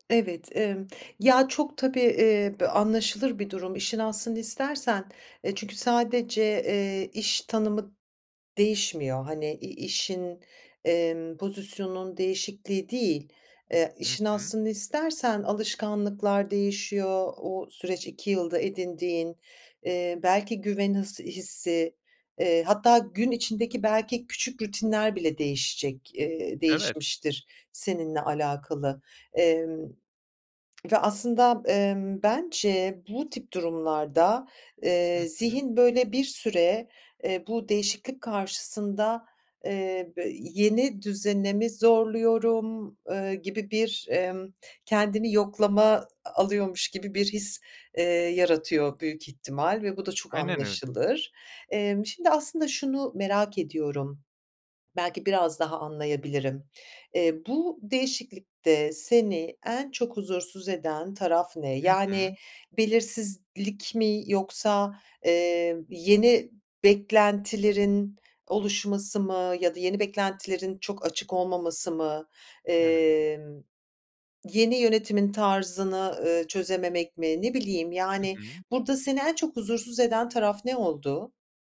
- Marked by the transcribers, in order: none
- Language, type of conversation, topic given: Turkish, advice, İş yerinde büyük bir rol değişikliği yaşadığınızda veya yeni bir yönetim altında çalışırken uyum süreciniz nasıl ilerliyor?
- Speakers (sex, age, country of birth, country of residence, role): female, 45-49, Germany, France, advisor; male, 25-29, Turkey, Spain, user